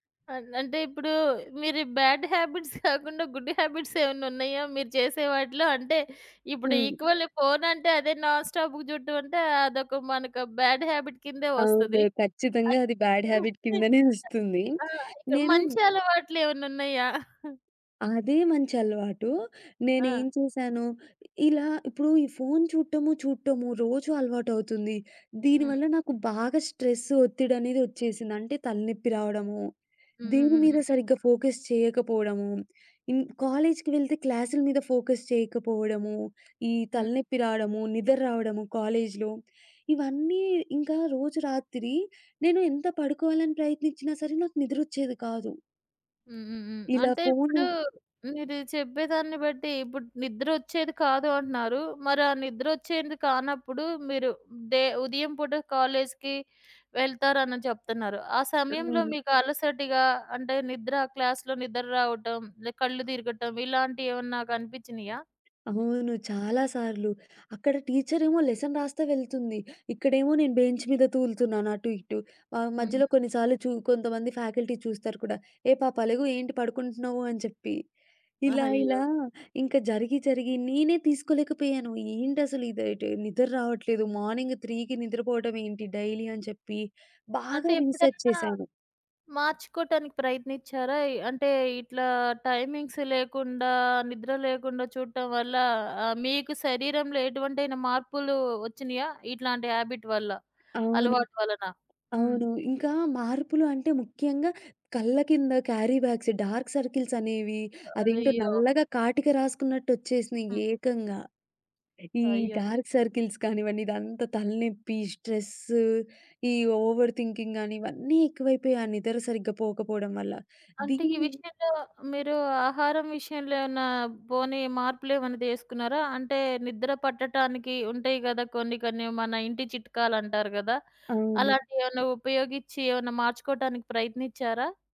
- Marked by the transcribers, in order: in English: "బ్యాడ్ హ్యాబిట్స్"; chuckle; in English: "గుడ్ హ్యాబిట్స్"; in English: "ఈక్వల్"; other background noise; in English: "నాన్‌స్టాప్‌గా"; in English: "బ్యాడ్ హ్యాబిట్"; in English: "బ్యాడ్ హ్యాబిట్"; unintelligible speech; chuckle; chuckle; in English: "స్ట్రెస్"; in English: "ఫోకస్"; in English: "కాలేజ్‌కి"; in English: "ఫోకస్"; in English: "కాలేజ్‌లో"; in English: "డే"; in English: "క్లాస్‌లో"; in English: "లెసన్"; in English: "బెంచ్"; in English: "ఫ్యాకల్టీ"; in English: "మార్నింగ్ త్రీకి"; in English: "డైలీ"; in English: "రీసెర్చ్"; in English: "టైమింగ్స్"; in English: "హ్యాబిట్"; in English: "క్యారీ బ్యాగ్స్, డార్క్ సర్కిల్స్"; in English: "డార్క్ సర్కిల్స్"; in English: "స్ట్రెస్"; in English: "ఓవర్ థింకింగ్"
- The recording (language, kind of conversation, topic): Telugu, podcast, ఒక చిన్న అలవాటు మీ రోజువారీ దినచర్యను ఎలా మార్చిందో చెప్పగలరా?